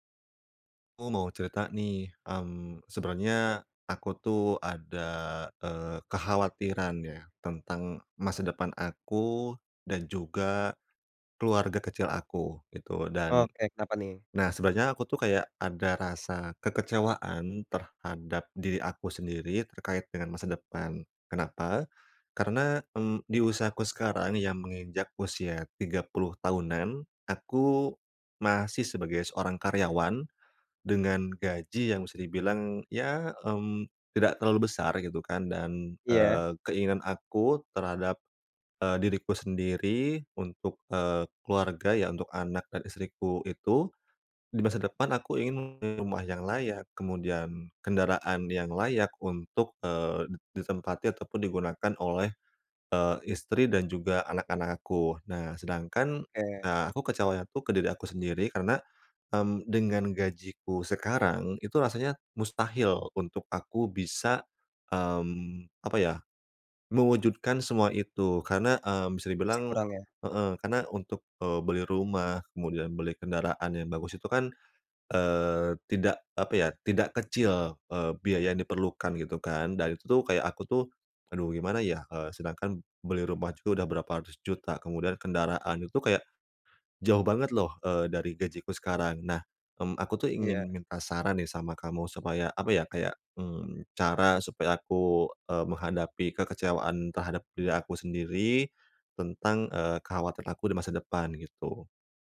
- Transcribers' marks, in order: none
- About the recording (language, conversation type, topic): Indonesian, advice, Bagaimana cara mengelola kekecewaan terhadap masa depan saya?